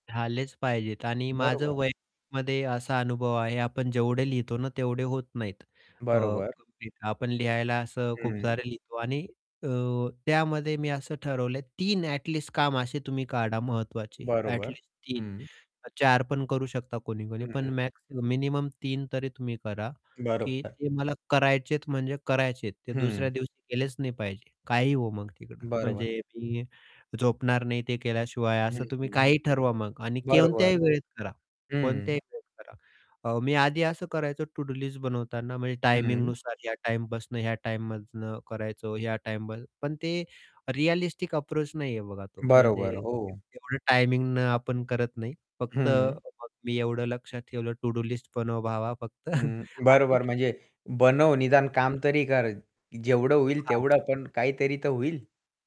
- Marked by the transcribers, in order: static; distorted speech; unintelligible speech; tapping; other background noise; in English: "टु-डू लिस्ट"; in English: "रिअलिस्टिक अप्रोच"; unintelligible speech; in English: "टु-डू लिस्ट"; chuckle; other noise
- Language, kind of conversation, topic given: Marathi, podcast, तू रोजच्या कामांची यादी कशी बनवतोस?